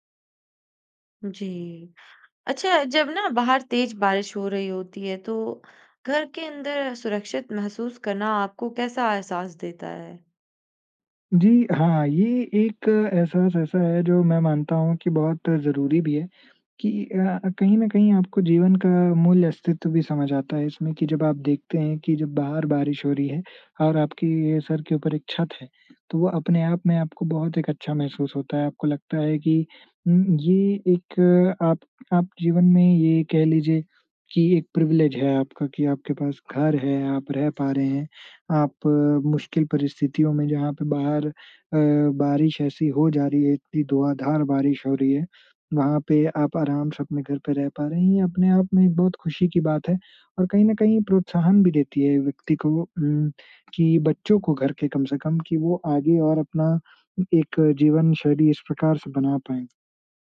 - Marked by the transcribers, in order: in English: "प्रिविलेज"
- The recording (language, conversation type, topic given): Hindi, podcast, बारिश में घर का माहौल आपको कैसा लगता है?